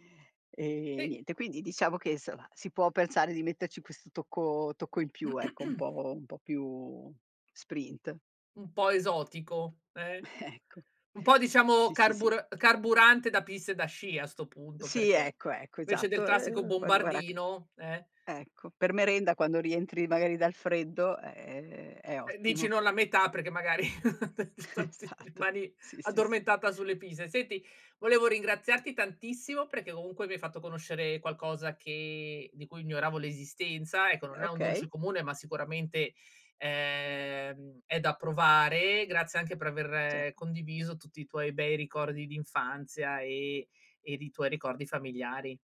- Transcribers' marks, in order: "insomma" said as "nsoma"; throat clearing; chuckle; chuckle; laughing while speaking: "Esatto"
- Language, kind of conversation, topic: Italian, podcast, Qual è una ricetta di famiglia che ti fa tornare bambino?